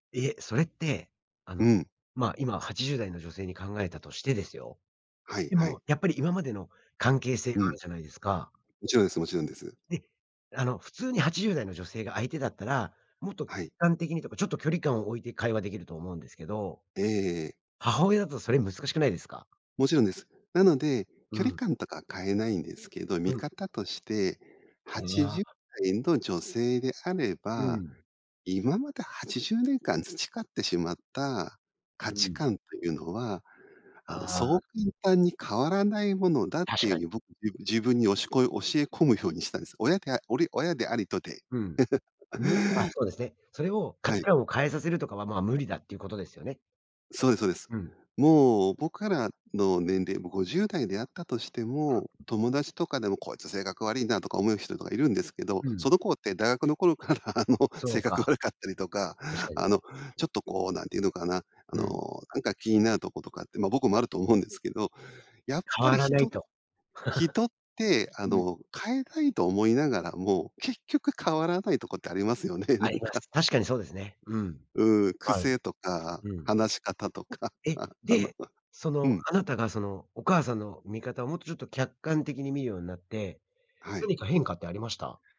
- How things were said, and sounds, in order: chuckle; tapping; laughing while speaking: "頃から、あの、性格悪かったりとか"; laugh; laughing while speaking: "なんか"; other noise; laughing while speaking: "あ あの"
- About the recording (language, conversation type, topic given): Japanese, podcast, 親との価値観の違いを、どのように乗り越えましたか？